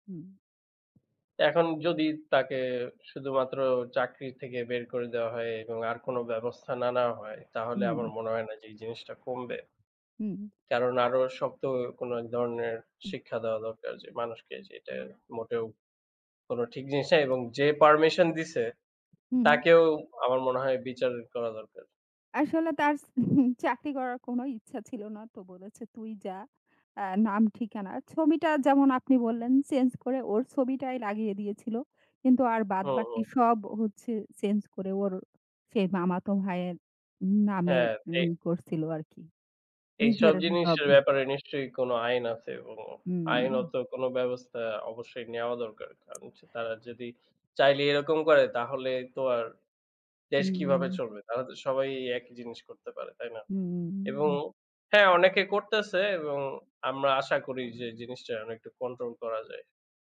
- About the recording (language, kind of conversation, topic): Bengali, unstructured, পরিচয় গোপন করলে কী কী সমস্যা হতে পারে?
- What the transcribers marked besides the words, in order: tapping; other background noise; scoff